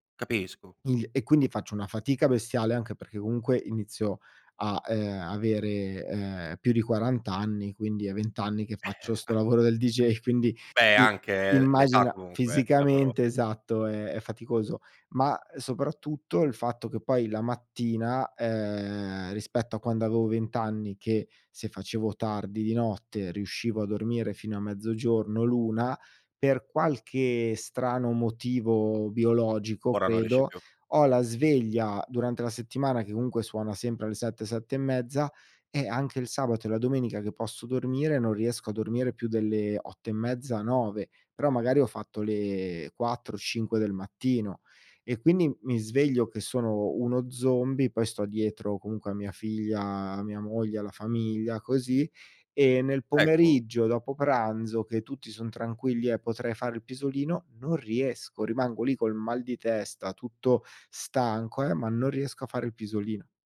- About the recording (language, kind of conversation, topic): Italian, podcast, Cosa pensi del pisolino quotidiano?
- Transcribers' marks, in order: chuckle